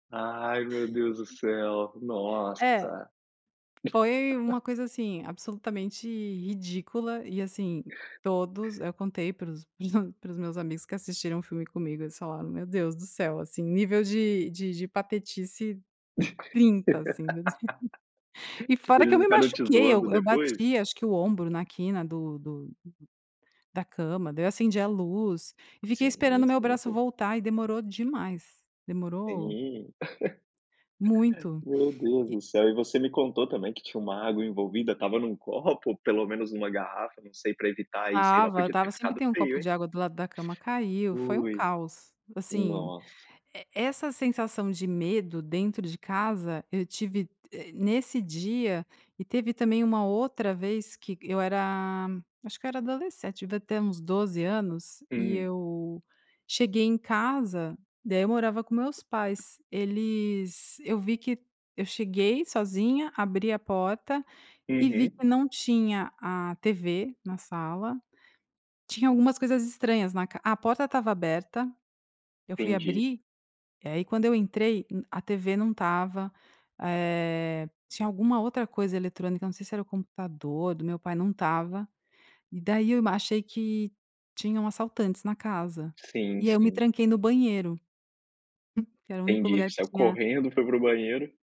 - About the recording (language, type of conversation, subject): Portuguese, podcast, Qual foi a experiência mais engraçada da sua vida?
- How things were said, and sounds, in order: other noise; tapping; laugh; chuckle; laugh; giggle; giggle